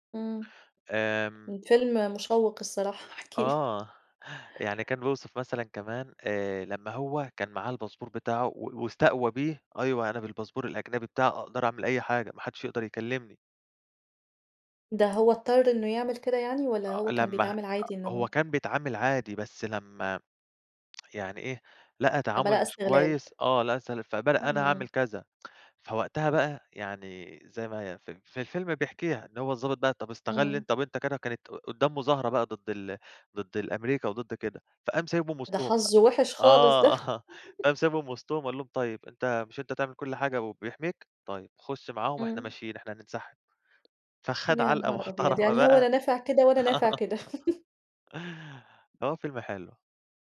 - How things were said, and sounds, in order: tapping; put-on voice: "أيوه، أنا بالباسبور الأجنبي بتاعي … حدّش يقدر يكلّمني"; tsk; chuckle; chuckle; laughing while speaking: "آه"; chuckle
- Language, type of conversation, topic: Arabic, podcast, إيه الفيلم العربي اللي أثّر فيك، وإزاي أثّر عليك؟